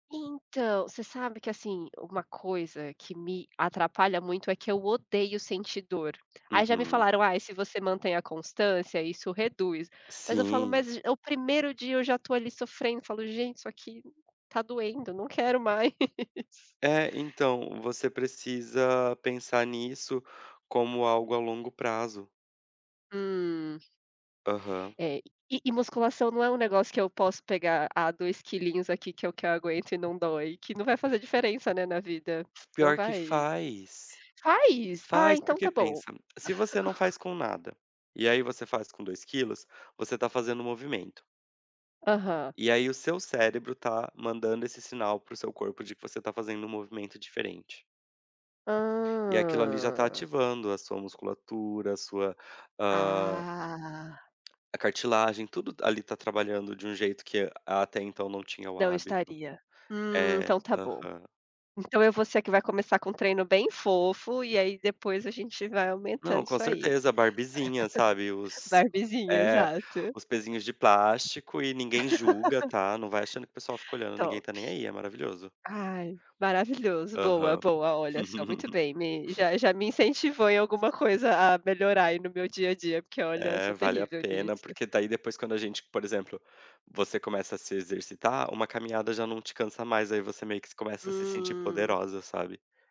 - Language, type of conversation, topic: Portuguese, unstructured, Como você equilibra trabalho e lazer no seu dia?
- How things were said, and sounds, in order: laugh; other background noise; laugh; tapping; laugh; laugh; laugh